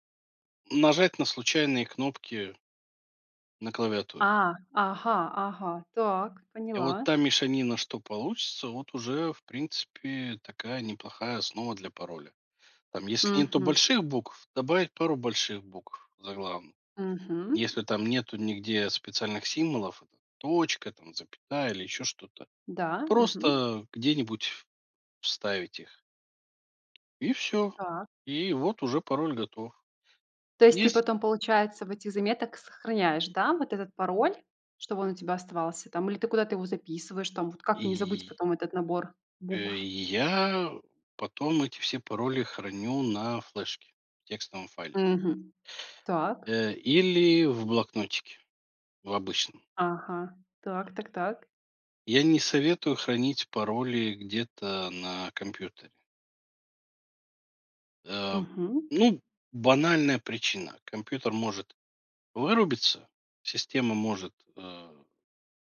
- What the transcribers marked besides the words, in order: tapping
- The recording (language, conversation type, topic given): Russian, podcast, Какие привычки помогают повысить безопасность в интернете?